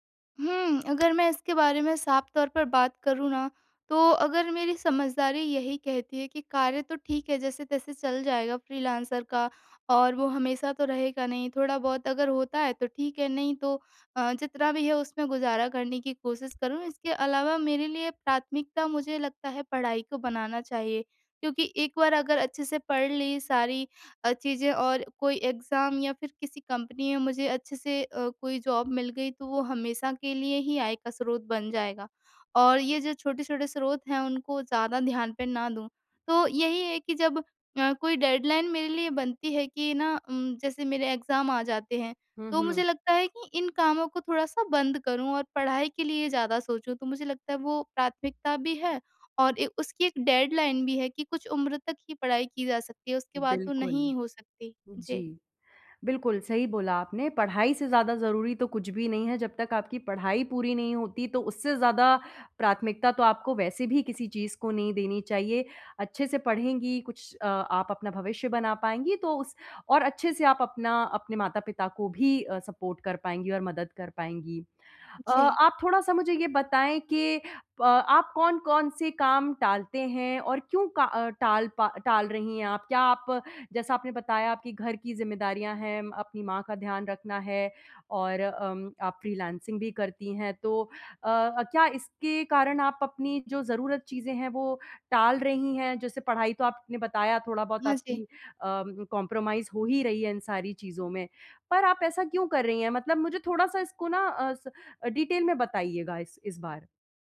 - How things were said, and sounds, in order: tapping; in English: "एग्ज़ाम"; in English: "जॉब"; in English: "डेडलाइन"; in English: "एग्ज़ाम"; in English: "डेडलाइन"; in English: "सपोर्ट"; in English: "कंप्रोमाइज़"; in English: "डिटेल"
- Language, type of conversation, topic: Hindi, advice, मैं अत्यावश्यक और महत्वपूर्ण कामों को समय बचाते हुए प्राथमिकता कैसे दूँ?